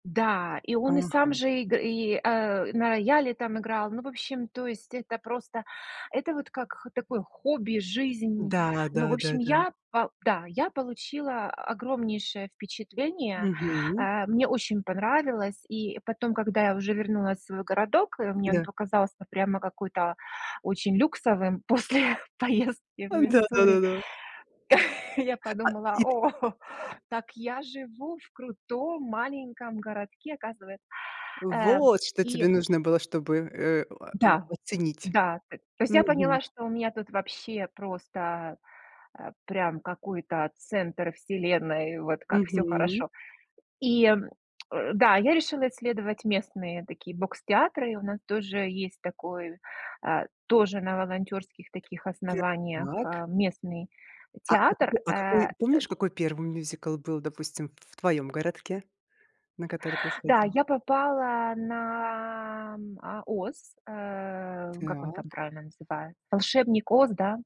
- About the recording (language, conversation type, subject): Russian, podcast, Какой концерт запомнился сильнее всего и почему?
- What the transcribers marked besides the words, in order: laughing while speaking: "после"; chuckle; laughing while speaking: "О"